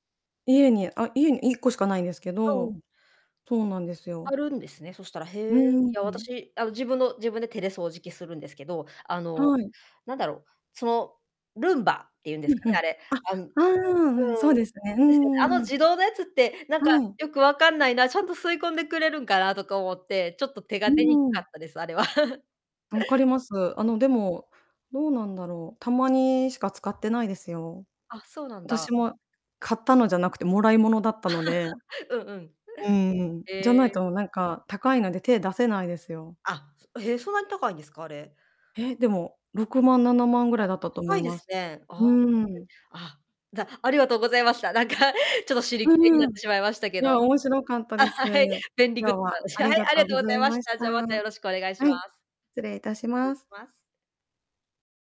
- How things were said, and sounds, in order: distorted speech; chuckle; laugh; unintelligible speech
- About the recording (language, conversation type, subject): Japanese, unstructured, 日常生活の中で、使って驚いた便利な道具はありますか？